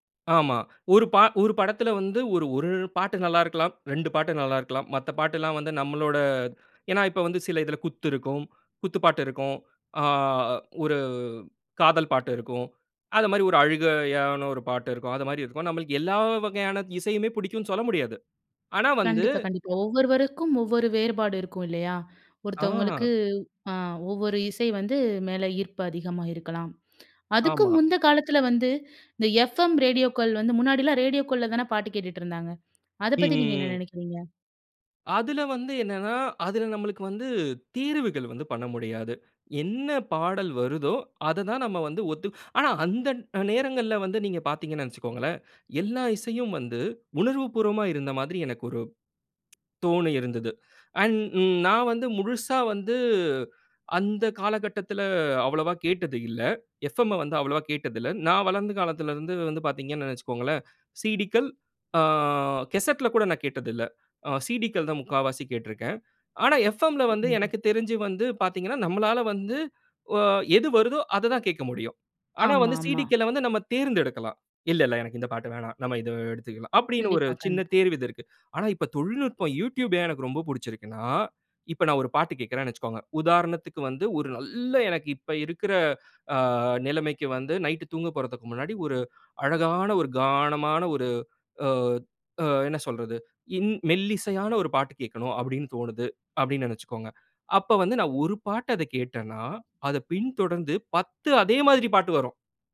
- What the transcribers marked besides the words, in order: inhale; other background noise; inhale; inhale; inhale; inhale; other noise; in English: "அண்ட்"; inhale; unintelligible speech; inhale; inhale; inhale
- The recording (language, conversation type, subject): Tamil, podcast, தொழில்நுட்பம் உங்கள் இசை ஆர்வத்தை எவ்வாறு மாற்றியுள்ளது?